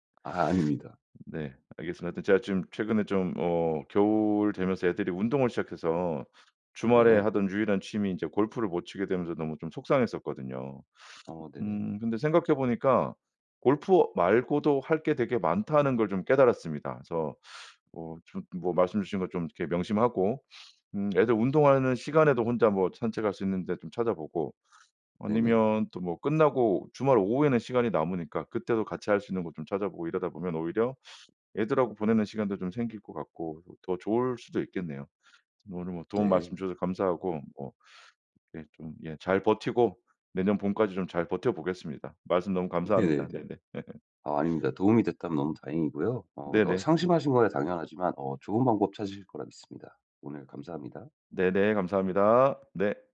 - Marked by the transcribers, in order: other background noise; tapping; sniff; laugh
- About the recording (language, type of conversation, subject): Korean, advice, 시간이 부족해 취미를 즐길 수 없을 때는 어떻게 해야 하나요?